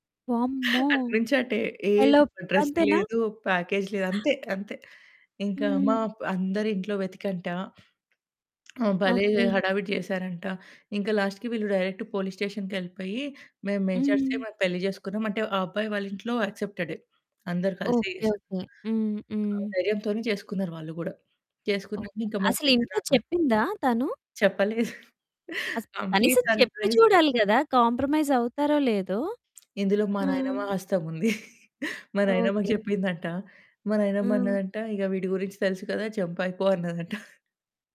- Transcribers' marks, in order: other background noise; in English: "ఎలోప్"; in English: "ప్యాకేజ్"; in English: "లాస్ట్‌కి"; in English: "డైరెక్ట్"; in English: "మేజర్స్‌కి"; distorted speech; laughing while speaking: "చెప్పలేదు. మా అంకుల్‌కి సర్ప్రైజ్!"; in English: "అంకుల్‌కి సర్ప్రైజ్!"; in English: "కాంప్రమైజ్"; laughing while speaking: "హస్తముంది!"; laughing while speaking: "అన్నదంట!"
- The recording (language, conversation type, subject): Telugu, podcast, జీవిత భాగస్వామి ఎంపికలో కుటుంబం ఎంతవరకు భాగస్వామ్యం కావాలని మీరు భావిస్తారు?